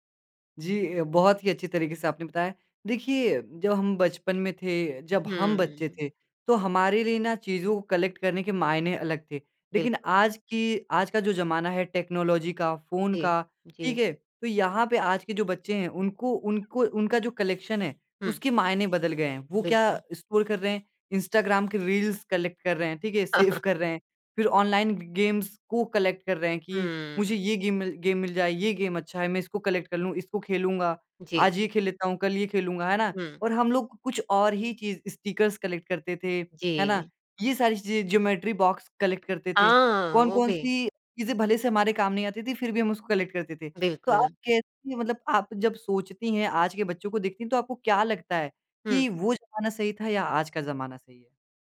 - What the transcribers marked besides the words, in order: in English: "कलेक्ट"; in English: "टेक्नोलॉजी"; in English: "कलेक्शन"; in English: "स्क्रॉल"; in English: "रील्स कलेक्ट"; laughing while speaking: "सेव"; in English: "सेव"; chuckle; in English: "ग गेम्स"; in English: "कलेक्ट"; in English: "गेम"; in English: "गेम"; in English: "गेम"; in English: "कलेक्ट"; in English: "स्टिकर्स कलेक्ट"; in English: "कलेक्ट"; in English: "कलेक्ट"
- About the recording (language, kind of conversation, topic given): Hindi, podcast, बचपन में आपको किस तरह के संग्रह पर सबसे ज़्यादा गर्व होता था?